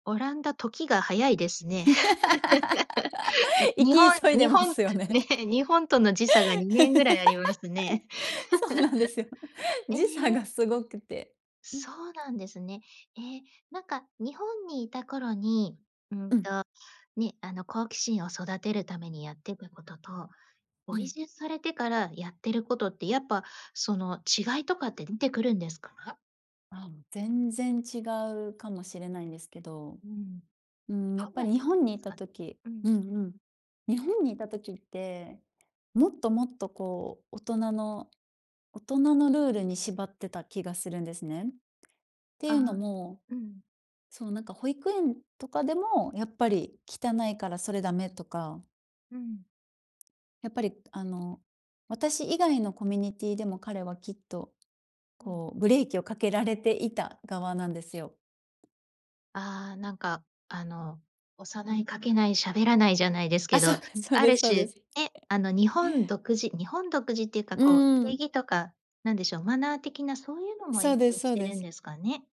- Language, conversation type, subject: Japanese, podcast, 子どもの好奇心は、どうすれば自然に育てられますか？
- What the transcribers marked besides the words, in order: laugh; chuckle; laugh; chuckle; unintelligible speech; laughing while speaking: "あ、そうです"